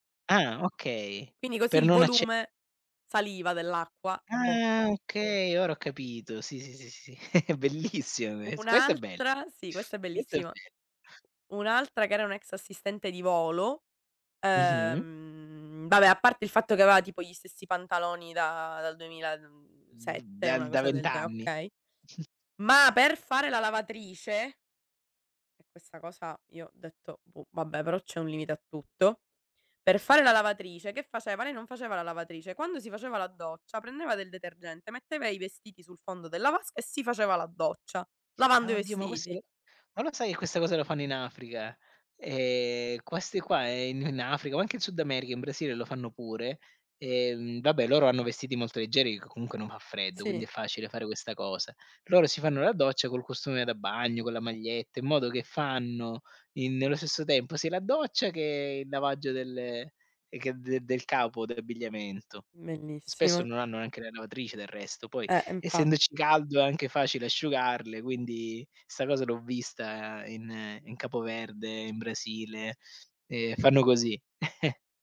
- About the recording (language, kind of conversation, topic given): Italian, unstructured, Come ti prepari ad affrontare le spese impreviste?
- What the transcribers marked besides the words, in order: chuckle; laughing while speaking: "Bellissimo"; "aveva" said as "avea"; chuckle; unintelligible speech; "Bellissimo" said as "mellissimo"; chuckle